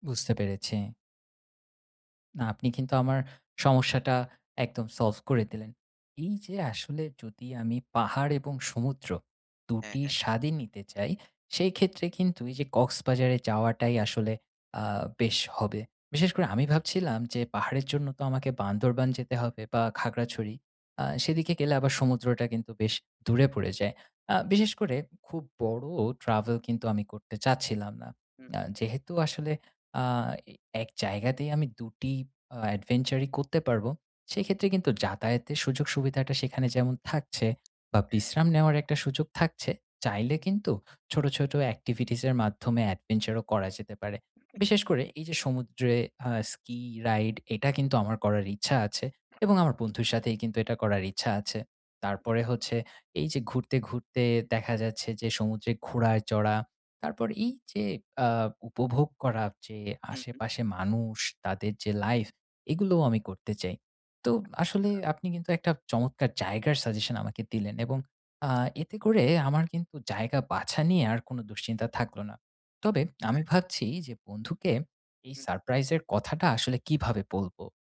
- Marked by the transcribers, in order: in English: "ski ride"; "তো" said as "তোব"; lip smack
- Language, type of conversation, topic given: Bengali, advice, ছুটি পরিকল্পনা করতে গিয়ে মানসিক চাপ কীভাবে কমাব এবং কোথায় যাব তা কীভাবে ঠিক করব?